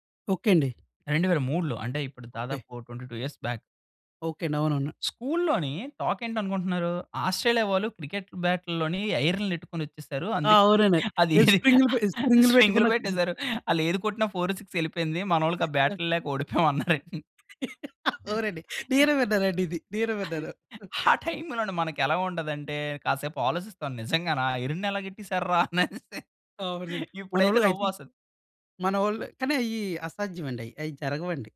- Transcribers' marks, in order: in English: "ట్వెంటీ టూ ఇయర్స్ బ్యాక్"; laughing while speaking: "అదీ స్పింగులు పెట్టేసారు"; other background noise; laughing while speaking: "అన్నారండి"; laugh; laughing while speaking: "అవునండి. నేనూ విన్నానండి ఇది. నేనూ విన్నాను"; laughing while speaking: "అనేసి. ఇప్పుడైతే"
- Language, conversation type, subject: Telugu, podcast, నకిలీ వార్తలు వ్యాపించడానికి ప్రధాన కారణాలు ఏవని మీరు భావిస్తున్నారు?